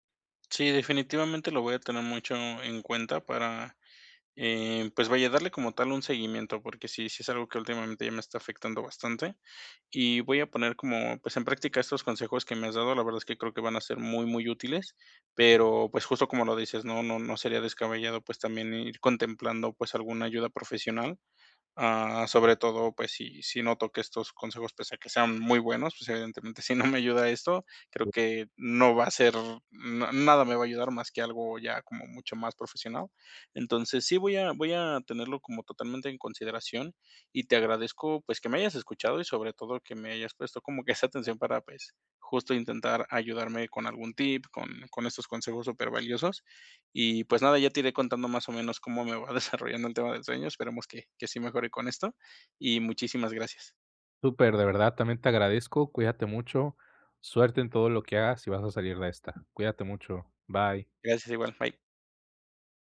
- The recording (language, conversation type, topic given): Spanish, advice, ¿Por qué, aunque he descansado, sigo sin energía?
- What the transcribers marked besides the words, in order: other background noise